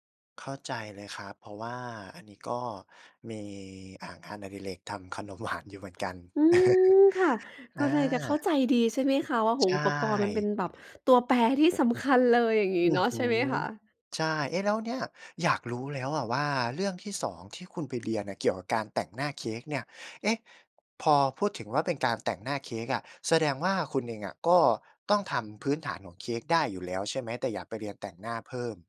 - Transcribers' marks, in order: chuckle
- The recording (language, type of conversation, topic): Thai, podcast, เงินสำคัญต่อความสำเร็จไหม?